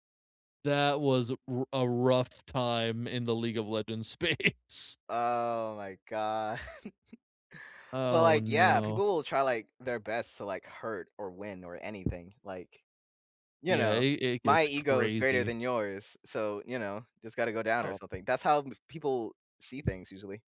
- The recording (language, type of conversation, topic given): English, unstructured, What scares you more: losing an argument or hurting someone?
- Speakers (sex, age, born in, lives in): male, 20-24, United States, United States; male, 30-34, United States, United States
- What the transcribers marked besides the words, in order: laughing while speaking: "space"; laughing while speaking: "god"; tapping